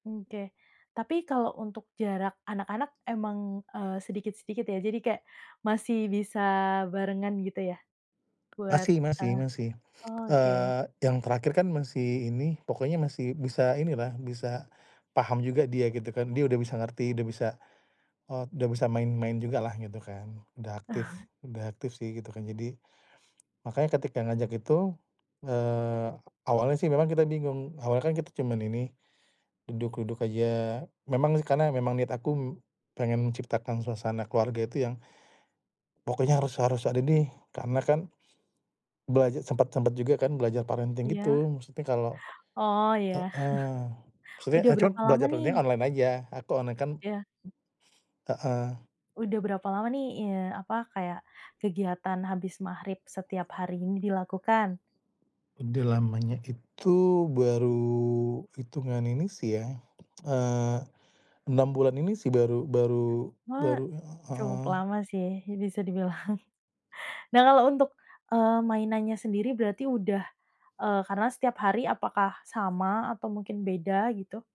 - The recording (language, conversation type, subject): Indonesian, podcast, Apa momen keluarga yang paling berkesan buat kamu?
- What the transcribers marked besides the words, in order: tapping; chuckle; in English: "parenting"; chuckle; in English: "parenting"; other background noise; laughing while speaking: "dibilang"